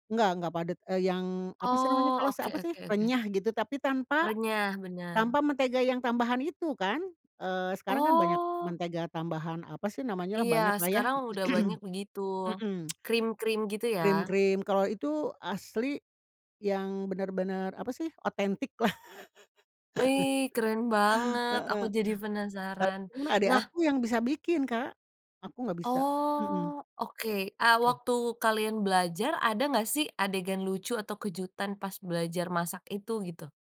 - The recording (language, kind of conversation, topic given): Indonesian, podcast, Pernahkah kamu belajar memasak dari orang tua, dan seperti apa ceritanya?
- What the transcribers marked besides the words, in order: lip smack; laughing while speaking: "lah"; laugh